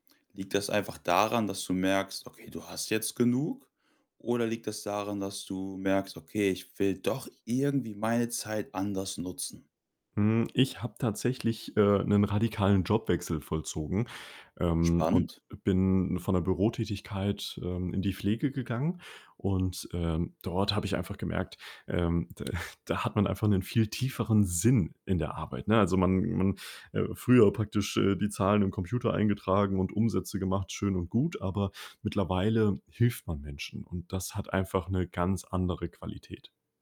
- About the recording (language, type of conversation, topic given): German, podcast, Was bedeutet Arbeit für dich, abgesehen vom Geld?
- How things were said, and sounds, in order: other background noise; snort; stressed: "Sinn"